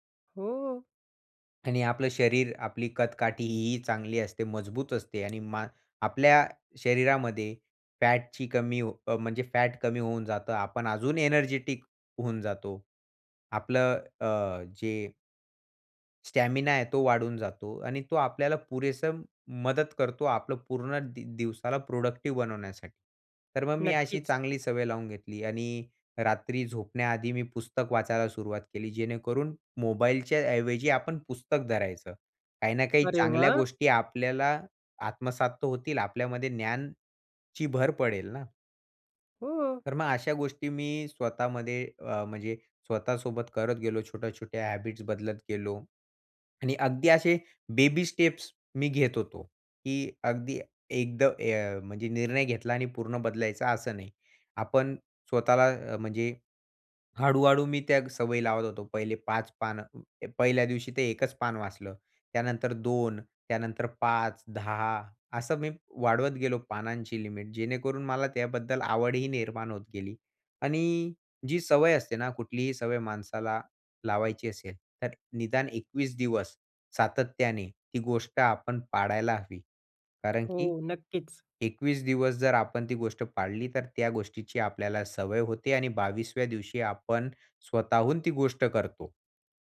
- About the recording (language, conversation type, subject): Marathi, podcast, सकाळी ऊर्जा वाढवण्यासाठी तुमची दिनचर्या काय आहे?
- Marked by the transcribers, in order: tapping; in English: "एनर्जेटिक"; drawn out: "ज्ञानची"; in English: "बेबी स्टेप्स"